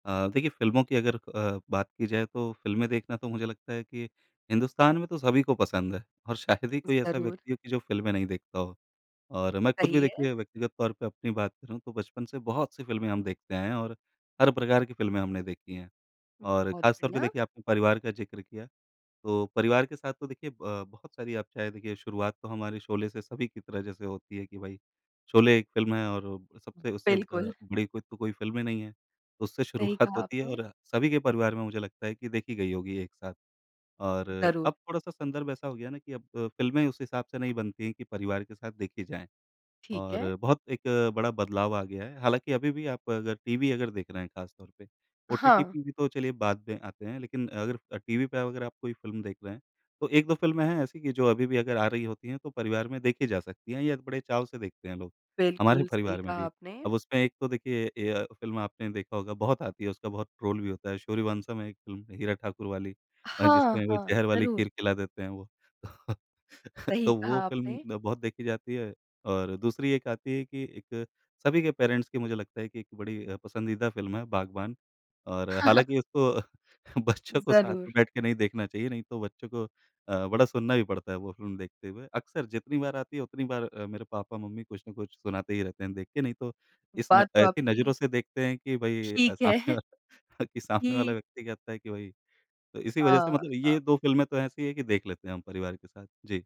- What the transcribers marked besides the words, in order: laughing while speaking: "शायद ही"; laughing while speaking: "शुरुआत"; in English: "ट्रोल"; laughing while speaking: "तो"; in English: "पेरेंट्स"; chuckle; laughing while speaking: "बच्चों को"; other background noise; laughing while speaking: "सामने वाला अ, कि सामने"; laughing while speaking: "है"
- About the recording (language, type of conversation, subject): Hindi, podcast, आपके परिवार में आमतौर पर किस तरह की फिल्में साथ बैठकर देखी जाती हैं?